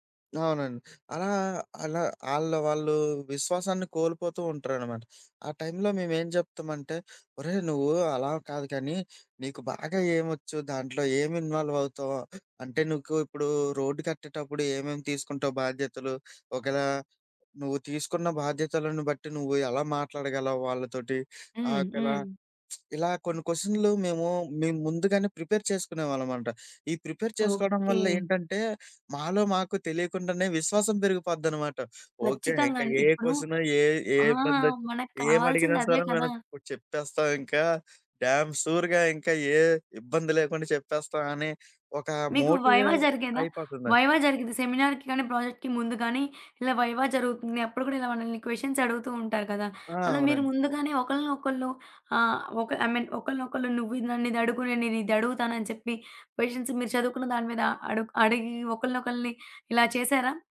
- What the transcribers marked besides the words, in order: in English: "ఇన్వాల్వ్"; lip smack; in English: "ప్రిపేర్"; in English: "ప్రిపేర్"; in English: "డ్యామ్ షూర్‌గా"; in English: "వైవా"; in English: "వైవా"; in English: "సెమినార్‌కి"; in English: "ప్రాజెక్ట్‌కి"; in English: "వైవా"; other background noise; in English: "క్వెషన్స్"; in English: "ఐ మీన్"; in English: "క్వెషన్స్"
- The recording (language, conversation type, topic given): Telugu, podcast, జట్టులో విశ్వాసాన్ని మీరు ఎలా పెంపొందిస్తారు?